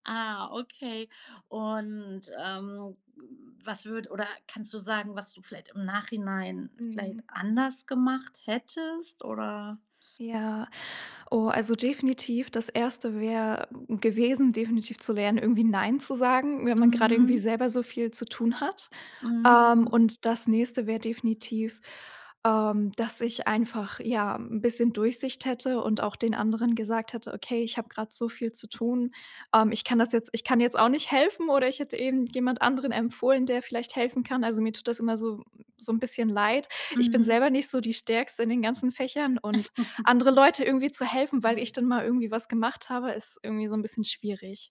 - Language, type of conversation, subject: German, podcast, Wie gibst du Unterstützung, ohne dich selbst aufzuopfern?
- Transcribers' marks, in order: laugh; unintelligible speech; other background noise